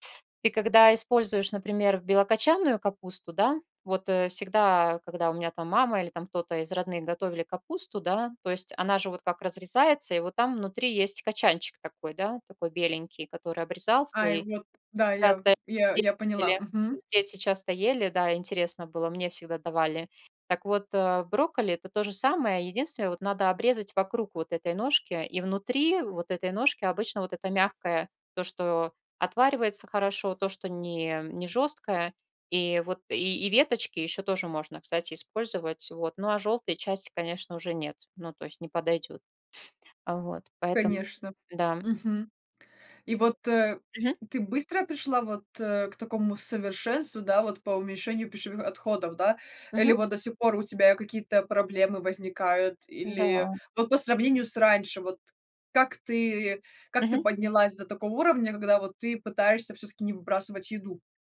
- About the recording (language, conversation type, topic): Russian, podcast, Какие у вас есть советы, как уменьшить пищевые отходы дома?
- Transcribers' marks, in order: tapping